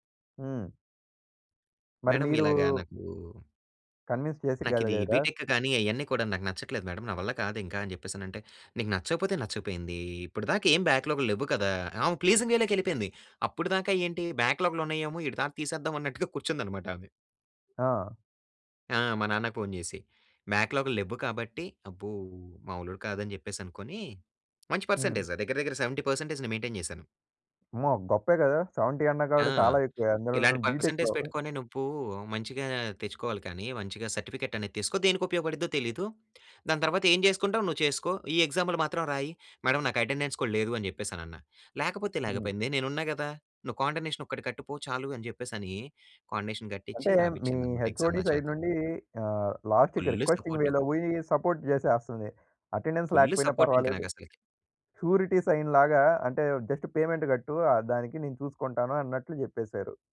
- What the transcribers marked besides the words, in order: in English: "కన్విన్స్"; in English: "బీటెక్"; in English: "మేడం"; in English: "ప్లీజింగ్ వే‌లోకి"; in English: "పర్సెంటేజ్"; in English: "సెవెంటీ పర్సెంటేజ్‌ని మైంటైన్"; in English: "సెవెంటీ"; in English: "పర్సెంటేజ్"; in English: "బీటెక్‌లో"; in English: "సర్టిఫికెట్"; in English: "మేడం"; in English: "అటెండెన్స్"; in English: "కాండోనేషన్"; in English: "కాండోనేషన్"; in English: "హెచ్ఓడి సైడ్"; in English: "ఎగ్జామ్"; in English: "లాస్ట్‌కి రిక్వెస్టింగ్ వేలో"; in English: "సపోర్ట్"; in English: "అటెండెన్స్"; in English: "సపోర్ట్"; in English: "షూరిటీ సైన్‌లాగా"; in English: "జస్ట్ పేమెంట్"
- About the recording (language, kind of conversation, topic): Telugu, podcast, మీ తొలి ఉద్యోగాన్ని ప్రారంభించినప్పుడు మీ అనుభవం ఎలా ఉండింది?